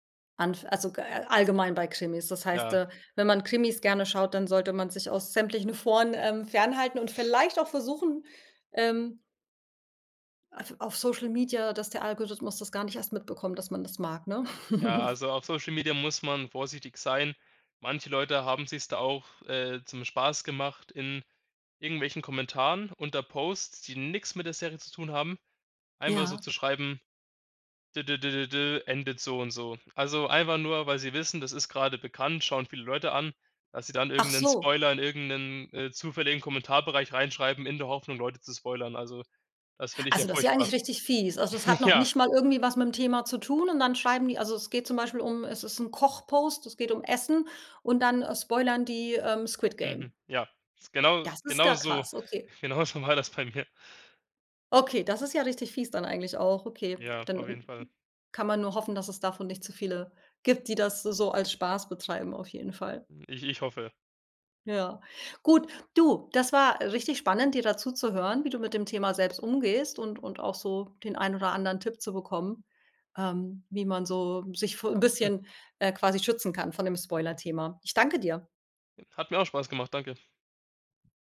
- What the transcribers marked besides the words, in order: chuckle; other background noise; laughing while speaking: "Ja"; laughing while speaking: "bei mir"; other noise; unintelligible speech
- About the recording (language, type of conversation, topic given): German, podcast, Wie gehst du mit Spoilern um?